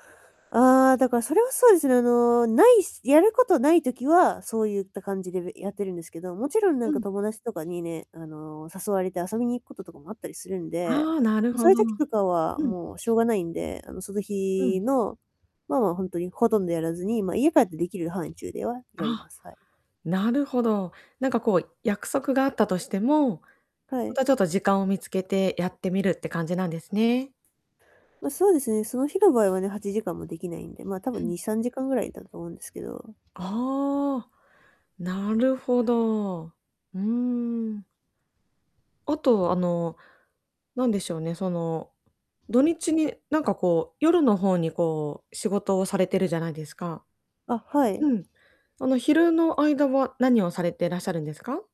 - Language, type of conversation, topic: Japanese, advice, 週末に生活リズムを崩さず、うまく切り替えるにはどうすればいいですか？
- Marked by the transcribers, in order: static; distorted speech